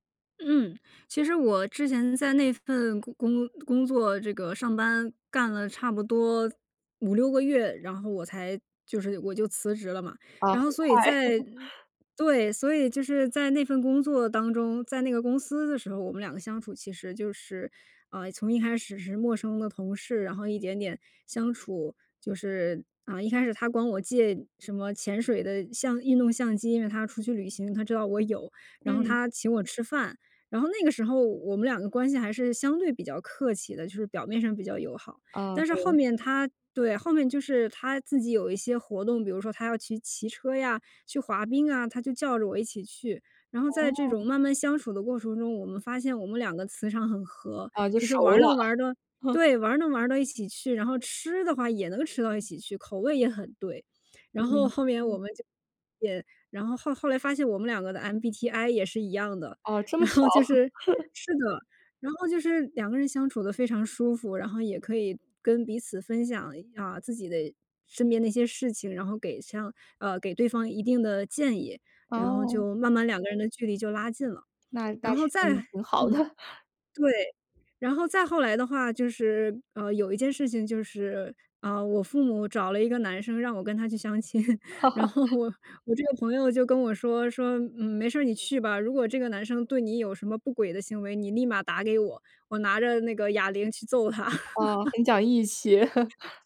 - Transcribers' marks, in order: laugh; laugh; laughing while speaking: "然后"; laugh; laughing while speaking: "好的"; laughing while speaking: "亲。然后我"; laugh; laughing while speaking: "揍他"; laugh
- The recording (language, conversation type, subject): Chinese, podcast, 你是在什么瞬间意识到对方是真心朋友的？